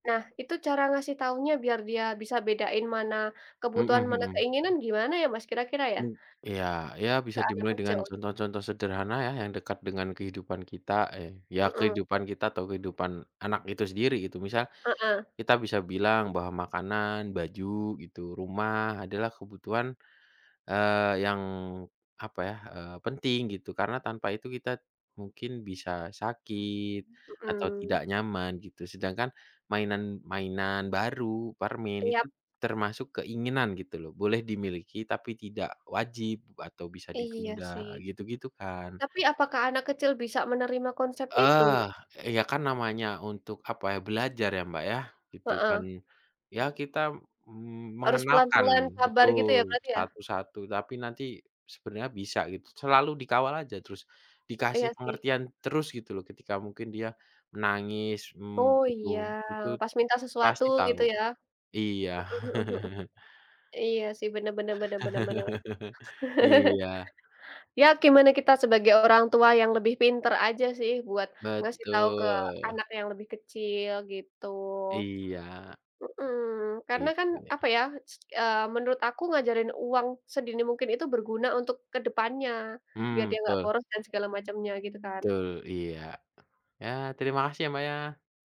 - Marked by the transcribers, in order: "Iya" said as "iyap"; other background noise; chuckle
- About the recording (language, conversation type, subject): Indonesian, unstructured, Bagaimana cara mengajarkan anak tentang uang?